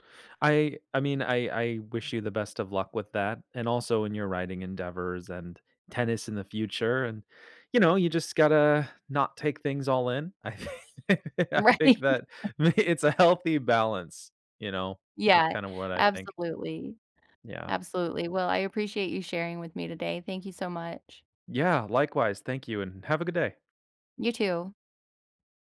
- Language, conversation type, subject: English, unstructured, How do I handle envy when someone is better at my hobby?
- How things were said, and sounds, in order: laughing while speaking: "I thi I think that may it's a healthy"; laughing while speaking: "Right"